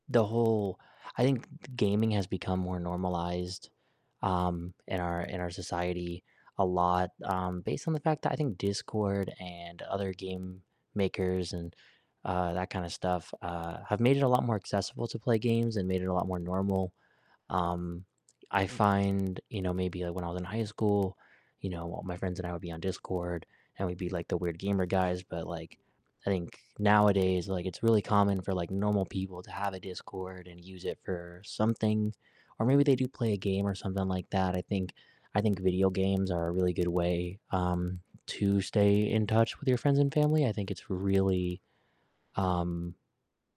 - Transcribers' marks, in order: distorted speech
- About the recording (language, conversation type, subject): English, unstructured, What’s an easy way that you use everyday technology to feel closer to friends and family online?
- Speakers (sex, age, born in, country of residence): male, 20-24, United States, United States; male, 40-44, United States, United States